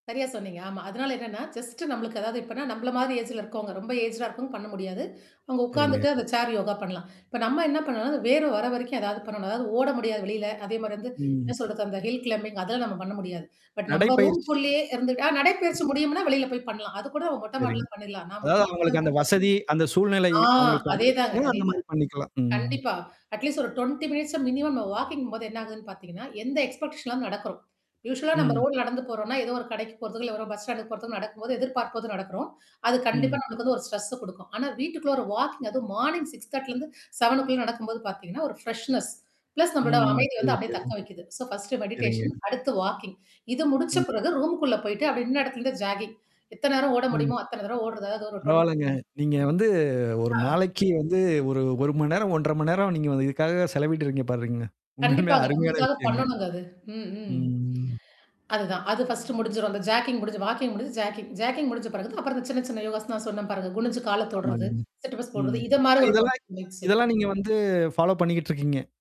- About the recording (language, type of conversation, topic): Tamil, podcast, பணியில் முழுமையாக ஈடுபடும் நிலைக்குச் செல்ல உங்களுக்கு உதவும் ஒரு சிறிய தினசரி நடைமுறை ஏதும் உள்ளதா?
- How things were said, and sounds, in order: in English: "ஜஸ்ட்"; in English: "ஏஜ்ல"; in English: "ஏஜா"; other noise; in English: "சேர் யோகா"; in English: "ஹில் கிளேம்பிங்"; other background noise; in English: "பட்"; mechanical hum; in English: "அட்லீஸ்ட்"; in English: "மினிட்ஸ் மினிமம்"; in English: "வாக்கிங்ம்போது"; in English: "எக்ஸ்பெக்டேஷன்"; in English: "யூவலா"; in English: "ஸ்ட்ரெஸ்ஸ"; in English: "வாக்கிங்"; in English: "மார்னிங்"; in English: "ஃப்ரெஷ்னஸ் ப்ளஸ்"; in English: "ஃபர்ஸ்ட்டு மெடிடேஷன்"; in English: "வாக்கிங்"; in English: "ஜாக்கிங்"; drawn out: "வந்து"; laughing while speaking: "உண்மையாளுமே அருமையான விஷயங்க"; in English: "ஃபர்ஸ்ட்ட்"; drawn out: "ம்"; in English: "ஜாக்கிங்"; in English: "வாக்கிங்"; in English: "ஜாக்கிங்"; distorted speech; in English: "சிட்அப்ஸ்"; in English: "மினிட்ஸ்"; in English: "ஃபாலோ"